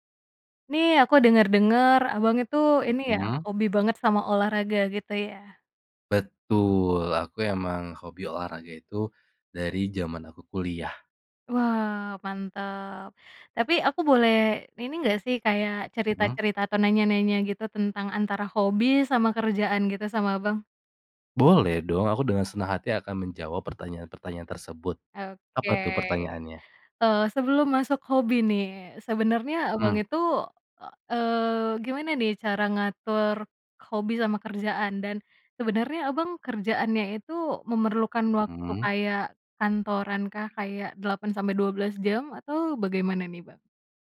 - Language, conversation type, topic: Indonesian, podcast, Bagaimana kamu mengatur waktu antara pekerjaan dan hobi?
- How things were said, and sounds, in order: unintelligible speech; drawn out: "Betul"; other background noise; drawn out: "Oke"